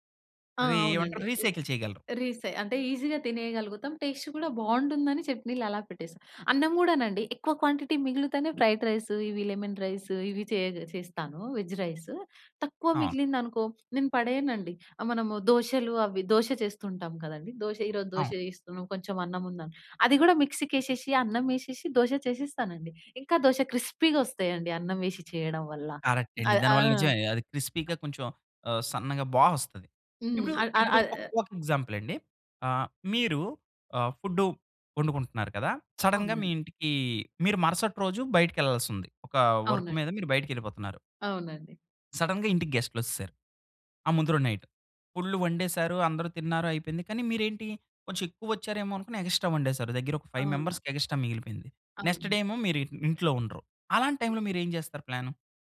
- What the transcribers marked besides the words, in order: in English: "రీసైకిల్"; in English: "ఈజీగా"; in English: "టేస్ట్"; in English: "క్వాంటిటీ"; in English: "ఫ్రైడ్"; in English: "లెమన్"; in English: "వెజ్"; in English: "క్రిస్పీగా"; in English: "కరెక్ట్"; tapping; in English: "క్రిస్పీగా"; in English: "ఎగ్జాంపుల్"; in English: "సడెన్‌గా"; in English: "వర్క్"; in English: "సడెన్‌గా"; in English: "నైట్"; in English: "ఎక్స్‌ట్రా"; in English: "ఫైవ్ మెంబర్స్‌కి"; in English: "నెక్స్ట్ డే"; other background noise
- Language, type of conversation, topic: Telugu, podcast, మిగిలిన ఆహారాన్ని మీరు ఎలా ఉపయోగిస్తారు?